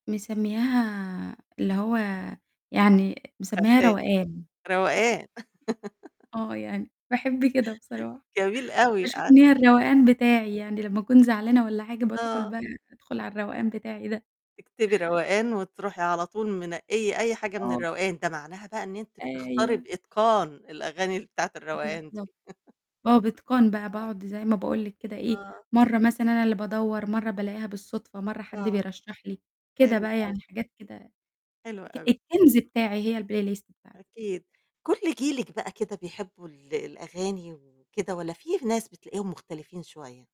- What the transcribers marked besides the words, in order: unintelligible speech; chuckle; laugh; chuckle; laughing while speaking: "جميل أوي ع"; chuckle; in English: "الplay list"
- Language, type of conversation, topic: Arabic, podcast, إزاي بتلاقي أغاني جديدة دلوقتي؟